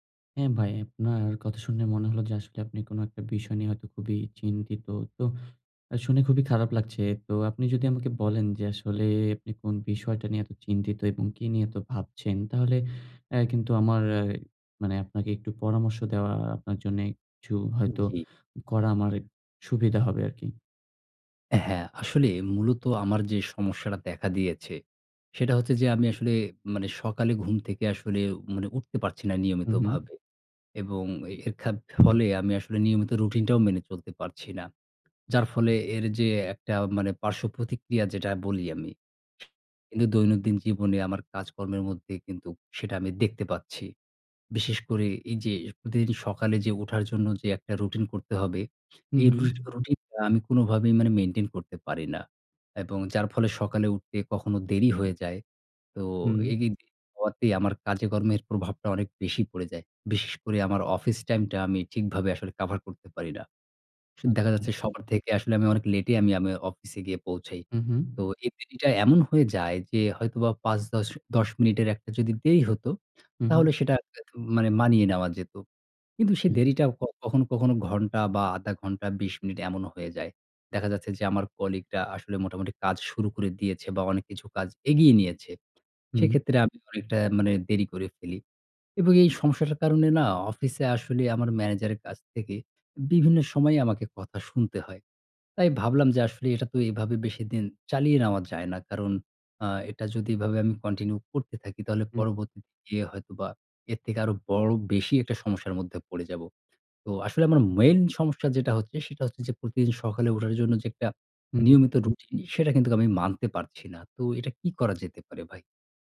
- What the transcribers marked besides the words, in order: "আমার" said as "আমারেক"; tapping; other noise; "কিন্তু" said as "কিন্তুক"; "কিন্তু" said as "কিন্তুক"
- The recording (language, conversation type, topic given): Bengali, advice, প্রতিদিন সকালে সময়মতো উঠতে আমি কেন নিয়মিত রুটিন মেনে চলতে পারছি না?